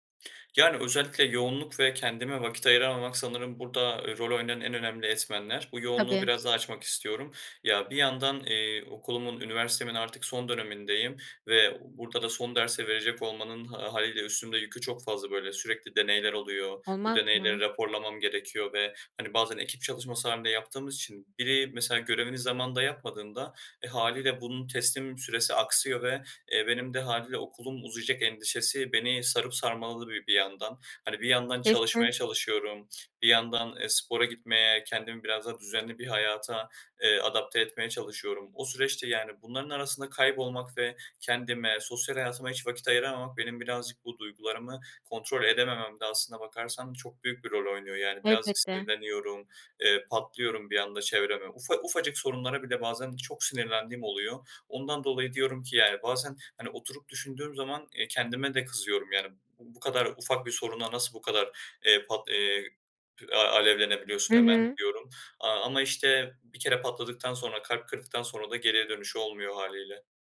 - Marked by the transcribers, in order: unintelligible speech; other background noise
- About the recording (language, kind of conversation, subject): Turkish, advice, Öfke patlamalarınız ilişkilerinizi nasıl zedeliyor?